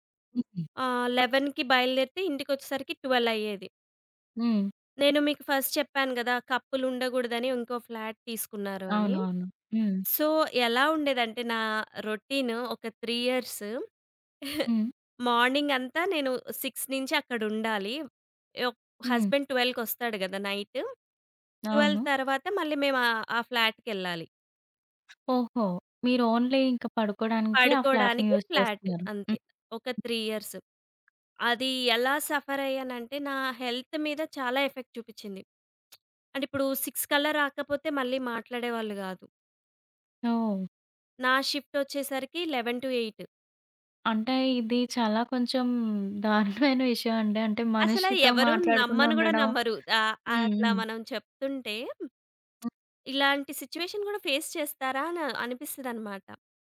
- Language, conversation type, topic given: Telugu, podcast, చేయలేని పనిని మర్యాదగా ఎలా నిరాకరించాలి?
- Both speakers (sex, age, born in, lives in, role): female, 30-34, India, India, guest; female, 30-34, India, India, host
- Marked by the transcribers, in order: in English: "లెవెన్‌కి"; in English: "ట్వెల్వ్"; in English: "ఫస్ట్"; in English: "కపుల్"; in English: "ఫ్లాట్"; in English: "సో"; in English: "త్రీ ఇయర్స్, మార్నింగ్"; giggle; in English: "సిక్స్"; in English: "హస్బాండ్"; in English: "ట్వెల్వ్"; lip smack; other background noise; in English: "ఓన్లీ"; in English: "ఫ్లాట్‌ని యూజ్"; in English: "ఫ్లాట్"; in English: "త్రీ ఇయర్స్"; in English: "సఫర్"; in English: "హెల్త్"; in English: "ఎఫెక్ట్"; lip smack; in English: "సిక్స్"; in English: "షిఫ్ట్"; in English: "ఎలెవెన్ టు ఎయిట్"; in English: "సిట్యుయేషన్"; in English: "ఫేస్"